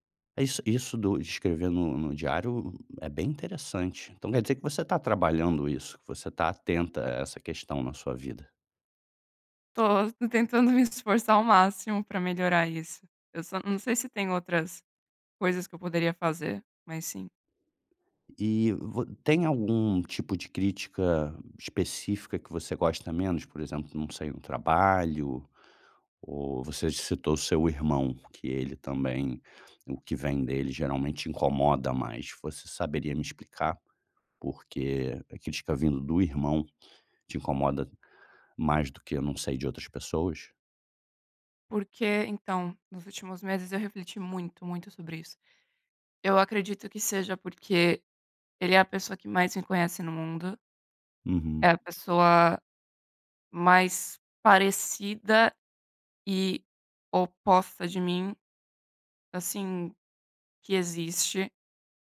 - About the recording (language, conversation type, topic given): Portuguese, advice, Como posso parar de me culpar demais quando recebo críticas?
- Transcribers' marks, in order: none